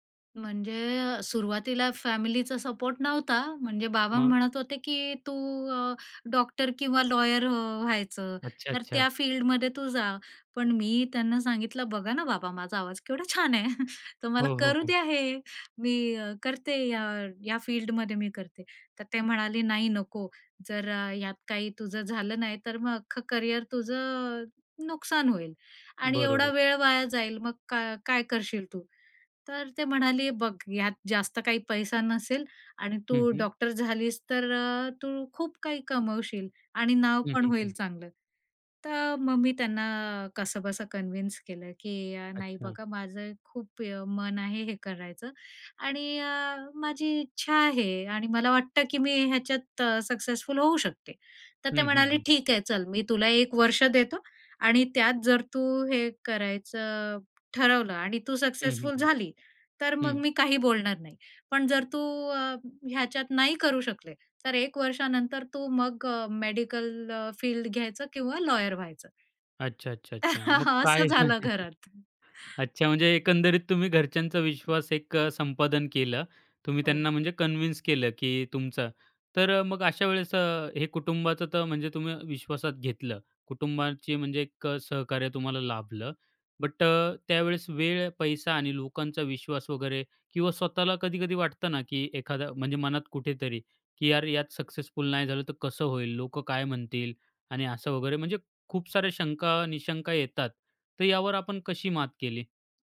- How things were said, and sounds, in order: tapping; other background noise; laughing while speaking: "आहे! तर मला करू द्या हे"; in English: "कन्व्हिन्स"; chuckle; other noise; in English: "कन्व्हिन्स"; in English: "बट"
- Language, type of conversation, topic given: Marathi, podcast, तुझा पॅशन प्रोजेक्ट कसा सुरू झाला?